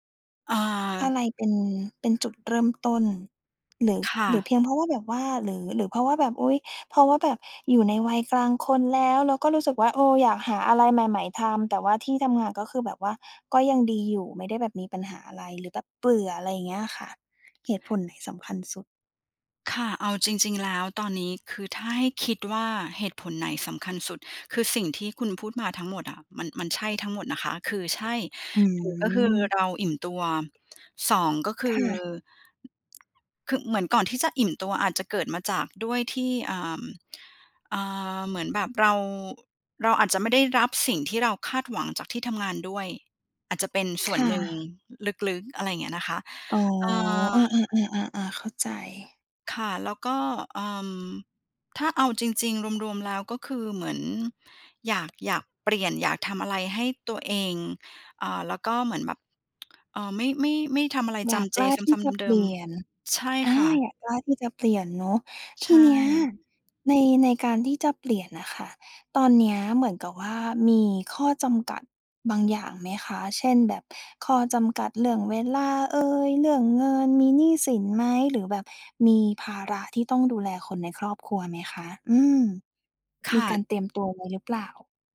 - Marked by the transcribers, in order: other background noise; tapping; tsk
- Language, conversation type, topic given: Thai, advice, จะเปลี่ยนอาชีพอย่างไรดีทั้งที่กลัวการเริ่มต้นใหม่?